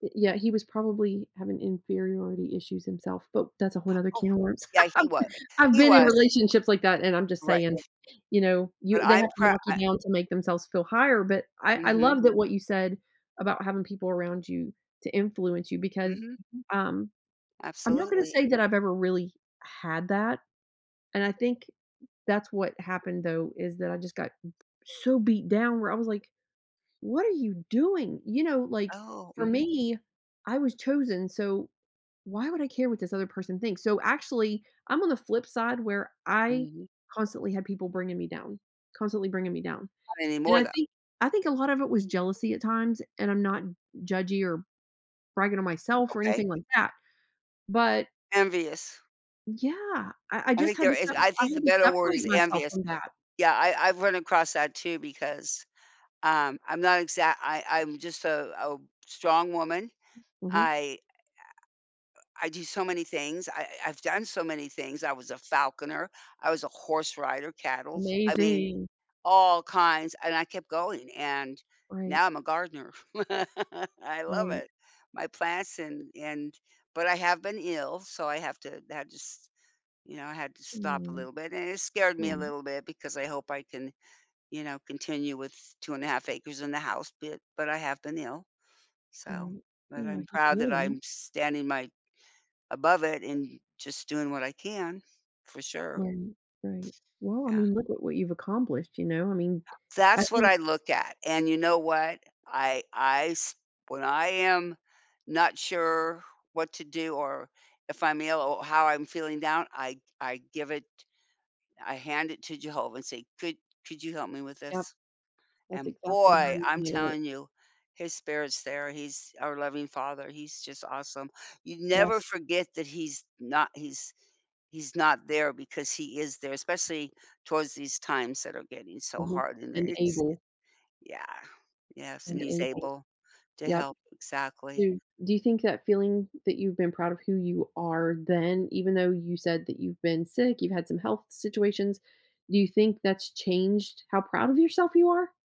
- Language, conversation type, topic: English, unstructured, What experiences or qualities shape your sense of self-worth?
- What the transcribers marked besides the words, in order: inhale; tapping; laugh; background speech; other background noise; laugh; unintelligible speech